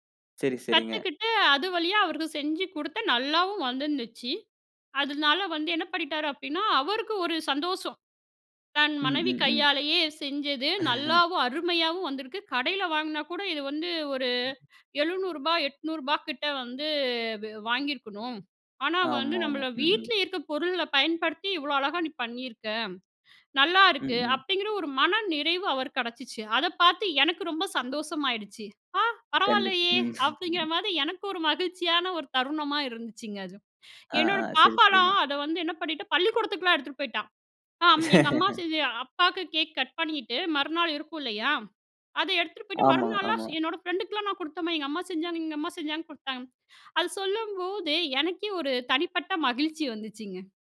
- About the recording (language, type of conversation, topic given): Tamil, podcast, சமையல் செய்யும் போது உங்களுக்குத் தனி மகிழ்ச்சி ஏற்படுவதற்குக் காரணம் என்ன?
- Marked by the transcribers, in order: chuckle; other noise; joyful: "ஆ, பரவாயில்லையே! அப்டிங்கிற மாதி எனக்கு ஒரு மகிழ்ச்சியான ஒரு தருணமா இருந்துச்சுங்க, அது"; chuckle; in English: "கட்"; laugh; in English: "ஃப்ரெண்டுக்கலாம்"; joyful: "அது சொல்லும்போதே, எனக்கே ஒரு தனிப்பட்ட மகிழ்ச்சி வந்துச்சுங்க"